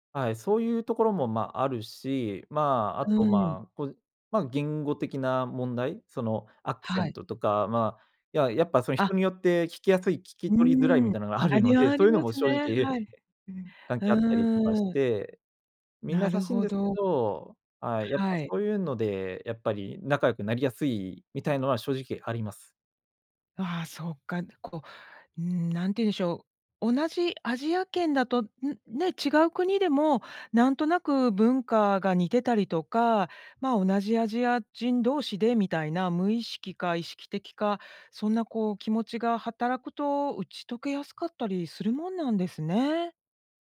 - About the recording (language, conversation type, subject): Japanese, podcast, 失敗からどのようなことを学びましたか？
- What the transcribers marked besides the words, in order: other noise